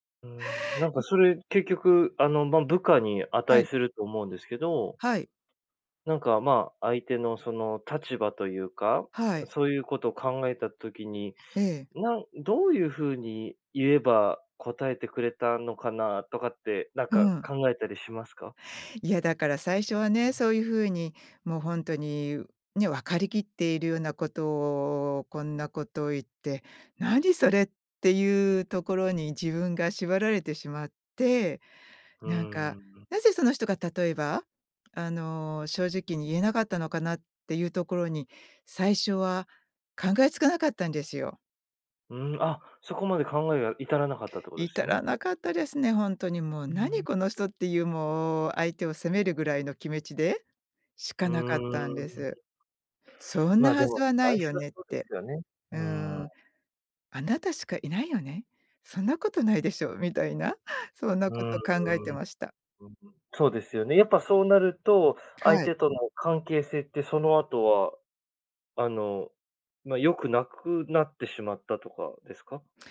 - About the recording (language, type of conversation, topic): Japanese, podcast, 相手の立場を理解するために、普段どんなことをしていますか？
- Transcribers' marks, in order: none